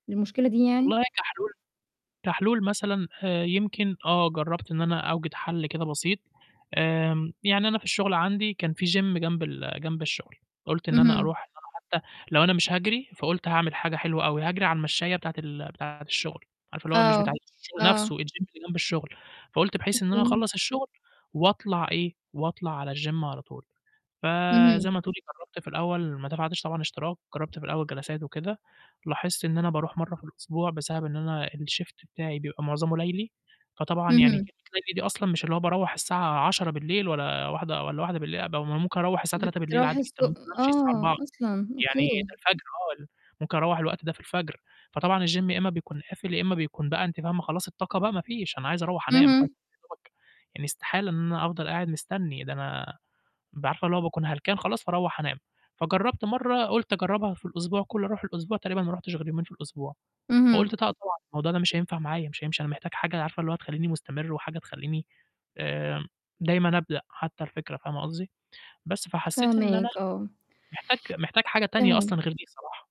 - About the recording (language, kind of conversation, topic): Arabic, advice, ازاي أقدر أستمر في ممارسة الرياضة بانتظام من غير ما أقطع؟
- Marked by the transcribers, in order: static; in English: "gym"; distorted speech; in English: "الgym"; in English: "الgym"; in English: "الشيفت"; in English: "الgym"; unintelligible speech; unintelligible speech